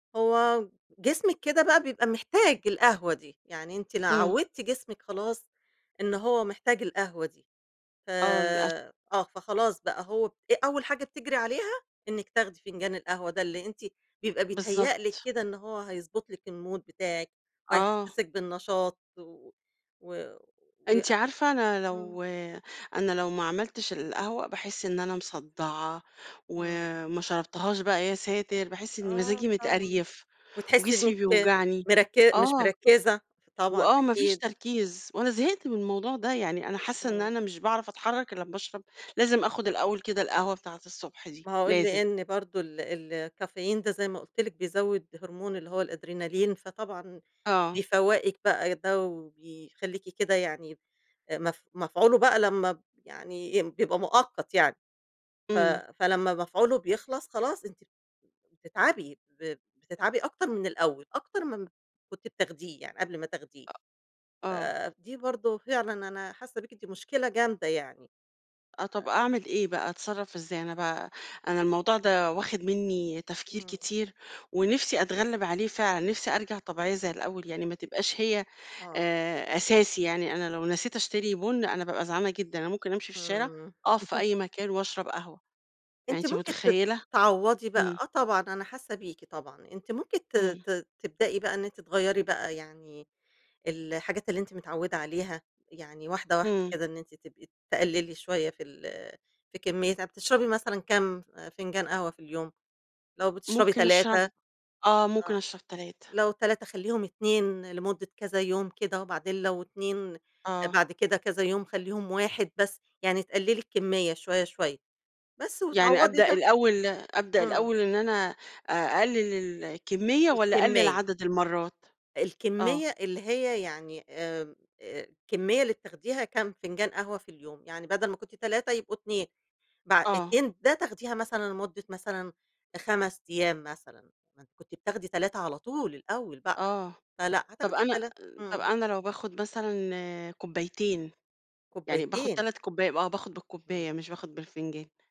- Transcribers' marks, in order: unintelligible speech; in English: "المود"; unintelligible speech; chuckle
- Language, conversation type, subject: Arabic, advice, إزاي بتعتمد على المنبهات زي القهوة علشان تتغلب على التعب؟